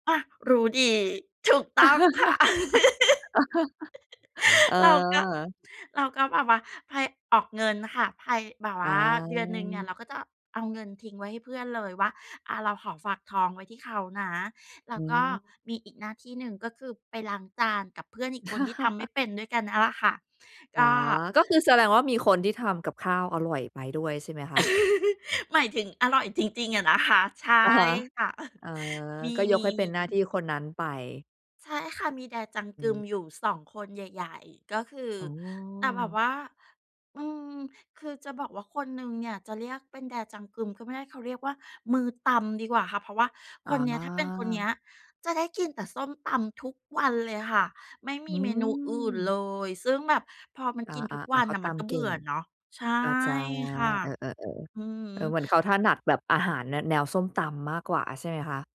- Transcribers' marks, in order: other background noise; chuckle; laugh; chuckle; tapping; chuckle; chuckle; in Korean: "Dae Jang-geum"; in Korean: "Dae Jang-geum"; drawn out: "อา"; drawn out: "อืม"
- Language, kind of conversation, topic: Thai, podcast, เมนูอะไรที่คุณทำแล้วรู้สึกได้รับการปลอบใจมากที่สุด?